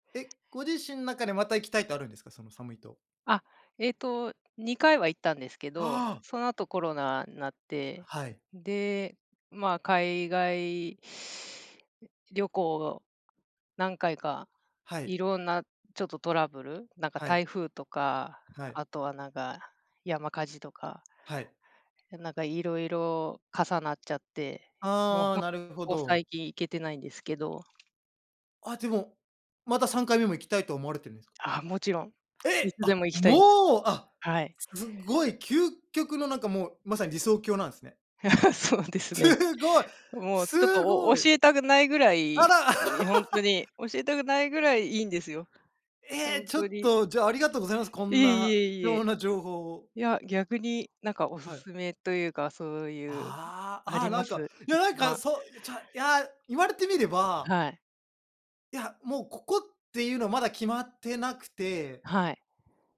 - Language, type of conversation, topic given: Japanese, unstructured, 旅先でいちばん感動した景色はどんなものでしたか？
- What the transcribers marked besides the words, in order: other background noise; chuckle; laugh